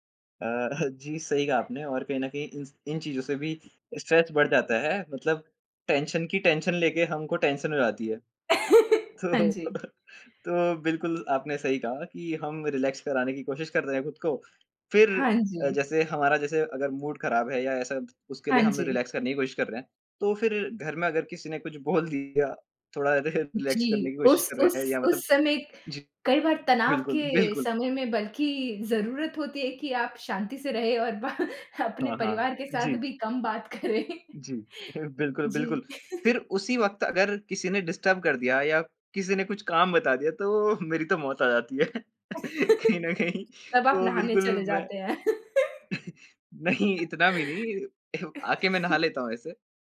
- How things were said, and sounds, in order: chuckle; tapping; in English: "स्ट्रेस"; in English: "टेंशन"; in English: "टेंशन"; in English: "टेंशन"; laugh; laughing while speaking: "तो तो"; in English: "रिलैक्स"; in English: "मूड"; in English: "रिलैक्स"; laughing while speaking: "बोल"; in English: "रीलैक्स"; laughing while speaking: "ब"; chuckle; other noise; laughing while speaking: "करें"; chuckle; in English: "डिस्टर्ब"; laughing while speaking: "तो"; laugh; chuckle; laughing while speaking: "कहीं न कहीं"; laugh; chuckle; laughing while speaking: "नहीं"; laugh; chuckle
- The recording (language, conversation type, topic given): Hindi, unstructured, दिन के आखिर में आप खुद को कैसे आराम देते हैं?